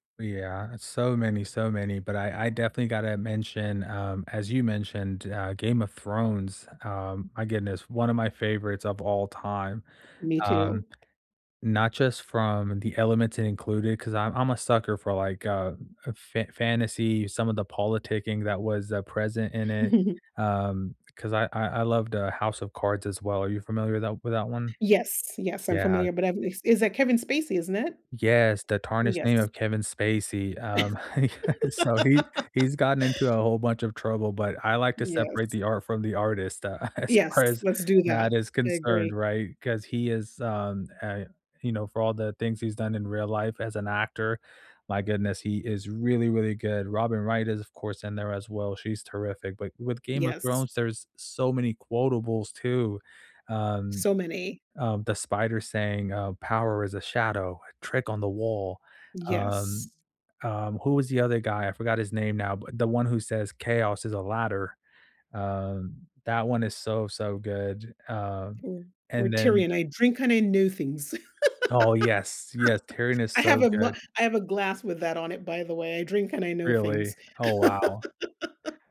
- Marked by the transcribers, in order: other background noise; chuckle; laugh; laughing while speaking: "he got"; laughing while speaking: "uh, as far as"; laugh; laugh
- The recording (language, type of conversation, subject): English, unstructured, What scenes do you always rewind because they feel perfect, and why do they resonate with you?
- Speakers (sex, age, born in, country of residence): female, 45-49, United States, United States; male, 30-34, United States, United States